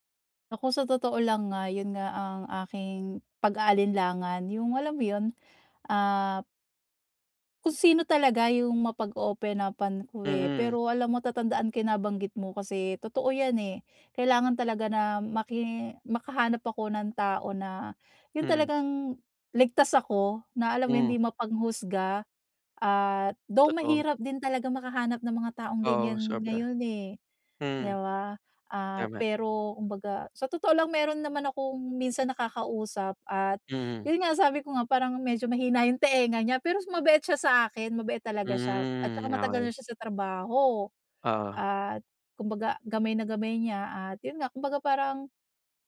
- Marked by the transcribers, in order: other background noise
- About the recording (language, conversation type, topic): Filipino, advice, Paano ako makakahanap ng emosyonal na suporta kapag paulit-ulit ang gawi ko?